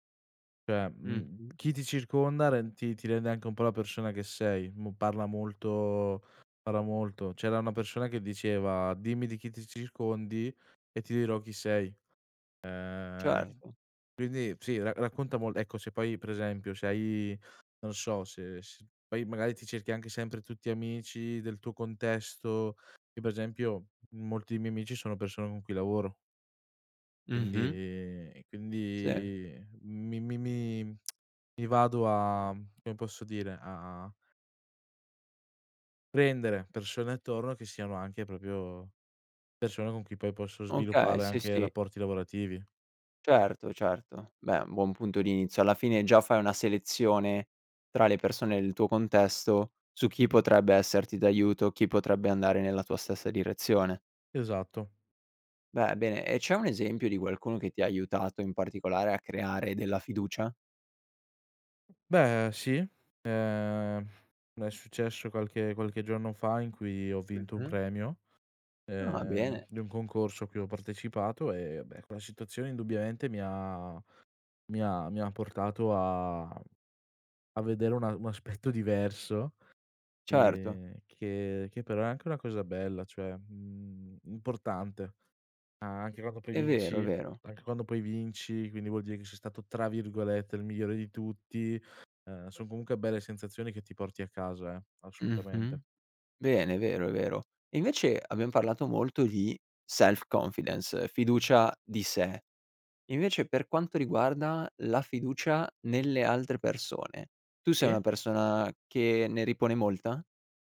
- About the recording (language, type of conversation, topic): Italian, podcast, Come costruisci la fiducia in te stesso, giorno dopo giorno?
- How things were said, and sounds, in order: tsk; "proprio" said as "propio"; other background noise; in English: "self confidence"; "Sì" said as "ì"